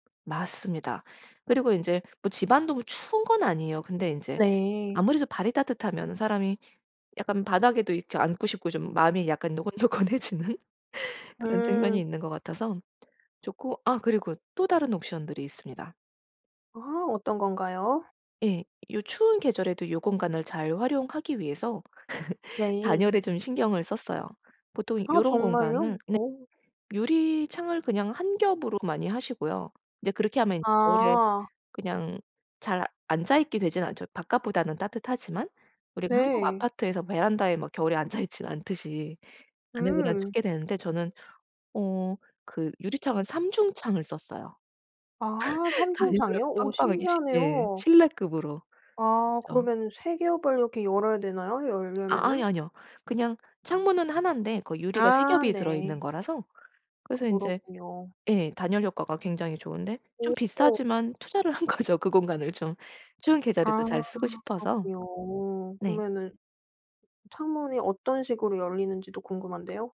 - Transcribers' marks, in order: tapping; laughing while speaking: "노곤노곤해지는"; laugh; laugh; other background noise; laughing while speaking: "한 거죠"
- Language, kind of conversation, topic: Korean, podcast, 집에서 가장 편안한 공간은 어디인가요?